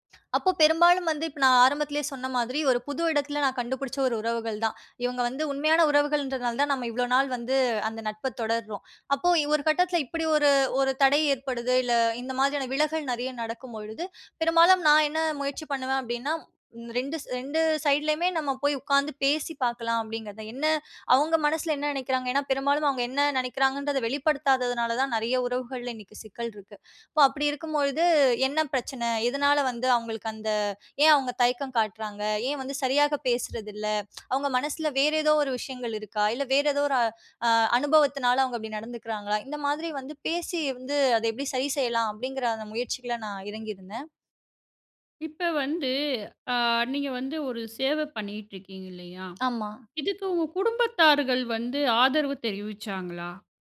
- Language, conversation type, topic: Tamil, podcast, புதிய இடத்தில் உண்மையான உறவுகளை எப்படிச் தொடங்கினீர்கள்?
- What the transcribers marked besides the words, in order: other noise; other background noise